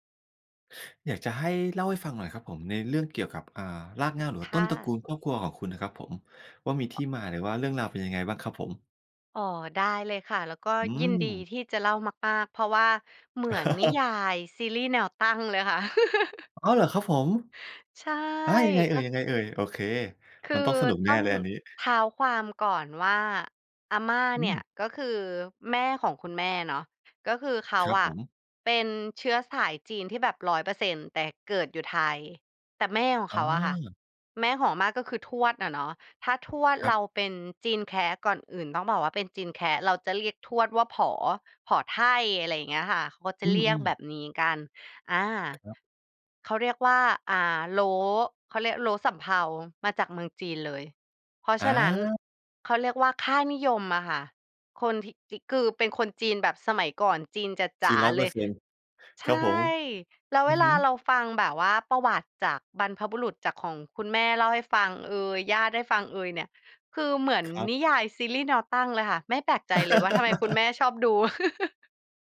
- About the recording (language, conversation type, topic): Thai, podcast, เล่าเรื่องรากเหง้าครอบครัวให้ฟังหน่อยได้ไหม?
- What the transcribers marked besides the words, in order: chuckle; laugh; surprised: "อ๋อ เหรอครับผม ?"; anticipating: "อา ยังไงเอ่ย ? ยังไงเอ่ย ? โอเค มันต้องสนุกแน่เลยอันนี้"; other background noise; laugh; chuckle